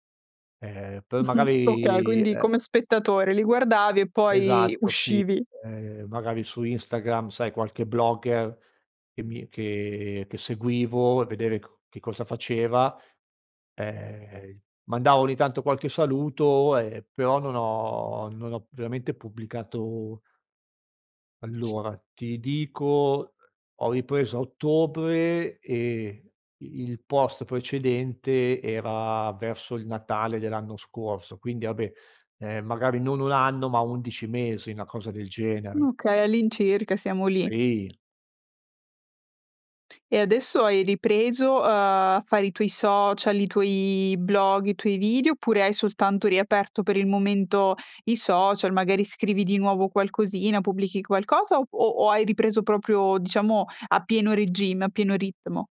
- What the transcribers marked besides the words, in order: laughing while speaking: "Mh-mh"; tapping; other background noise; "vabbè" said as "abè"; "una" said as "na"; "Okay" said as "nuchei"; "Sì" said as "trì"
- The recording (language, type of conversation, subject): Italian, podcast, Hai mai fatto una pausa digitale lunga? Com'è andata?